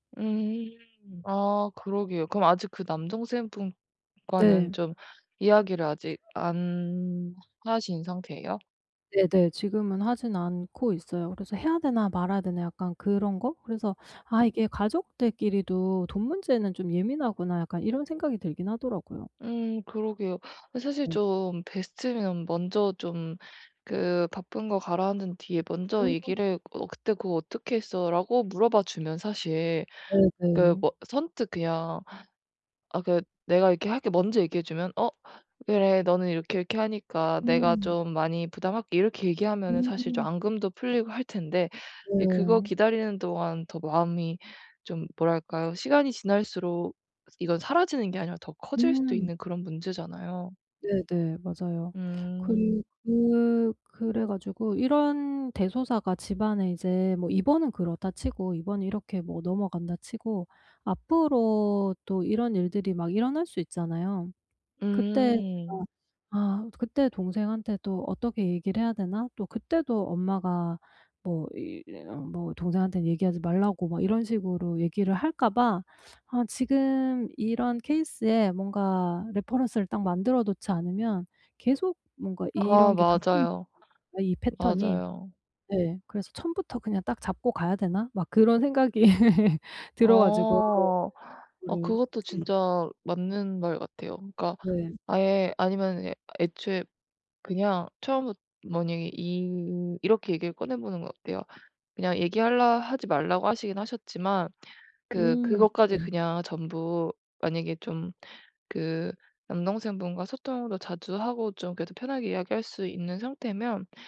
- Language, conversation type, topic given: Korean, advice, 돈 문제로 갈등이 생겼을 때 어떻게 평화롭게 해결할 수 있나요?
- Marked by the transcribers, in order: other background noise; tapping; other noise; unintelligible speech; laughing while speaking: "생각이"; laugh